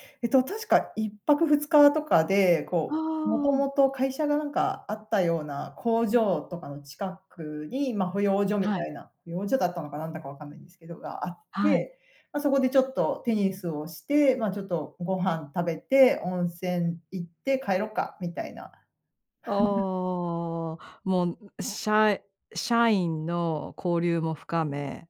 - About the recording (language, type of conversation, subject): Japanese, podcast, あなたがこれまでで一番恥ずかしかった経験を聞かせてください。
- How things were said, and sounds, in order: laugh